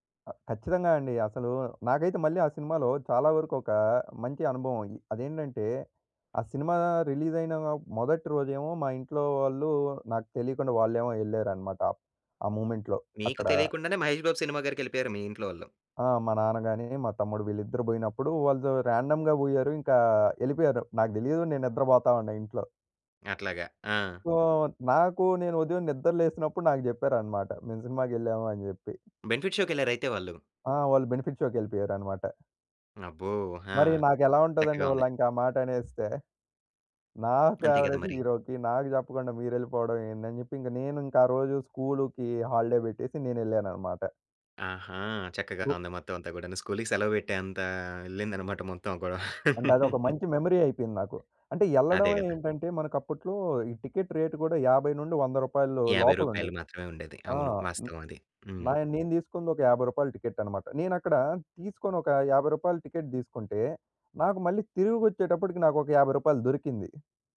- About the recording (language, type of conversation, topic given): Telugu, podcast, సినిమాలు మన భావనలను ఎలా మార్చతాయి?
- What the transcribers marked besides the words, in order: in English: "మూమెంట్‌లో"; in English: "ర్యాండమ్‌గా"; in English: "సో"; other background noise; in English: "బెనిఫిట్"; in English: "బెనిఫిట్"; in English: "ఫేవరెట్ హీరోకి"; in English: "హాలిడే"; chuckle; in English: "మెమరీ"; in English: "టికెట్"; in English: "టికెట్"